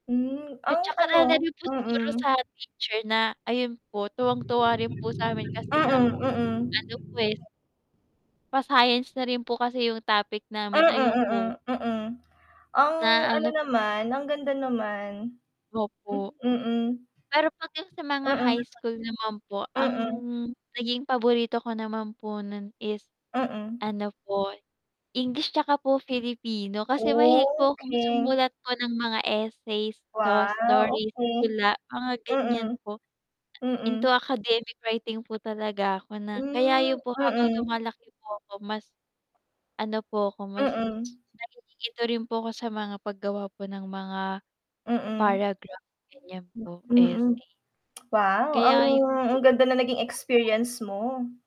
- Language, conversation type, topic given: Filipino, unstructured, Ano ang paborito mong asignatura noon?
- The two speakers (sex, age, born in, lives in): female, 25-29, Philippines, Philippines; female, 25-29, Philippines, Philippines
- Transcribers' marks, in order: static; distorted speech; mechanical hum; background speech; unintelligible speech